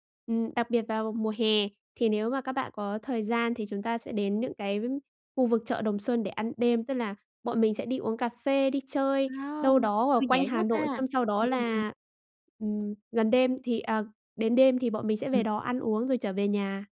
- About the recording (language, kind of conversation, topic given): Vietnamese, podcast, Chợ địa phương nào bạn mê nhất, và vì sao bạn mê chợ đó?
- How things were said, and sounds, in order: other background noise; unintelligible speech